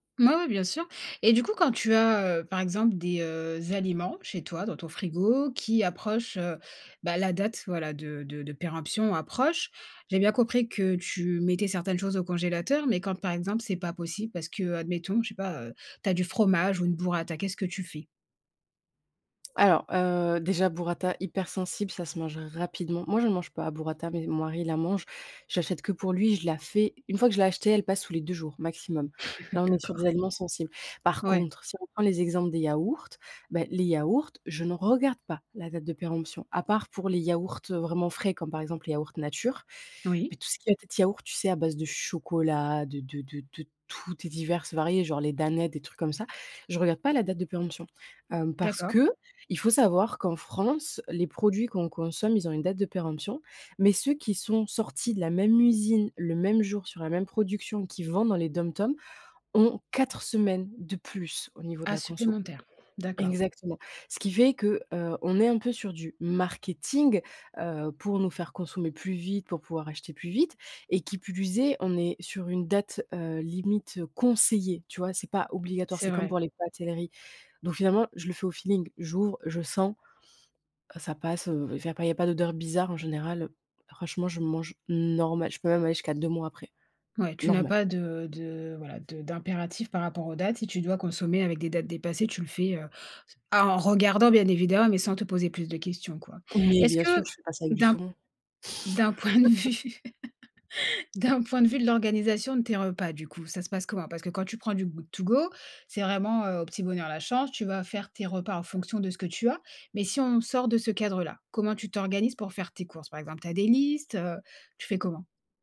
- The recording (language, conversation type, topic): French, podcast, Comment gères-tu le gaspillage alimentaire chez toi ?
- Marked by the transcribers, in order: laugh; other background noise; stressed: "pas"; stressed: "quatre semaines"; stressed: "marketing"; stressed: "conseillée"; drawn out: "normal"; laughing while speaking: "point de vue"; laugh; chuckle; tapping; in English: "good to go"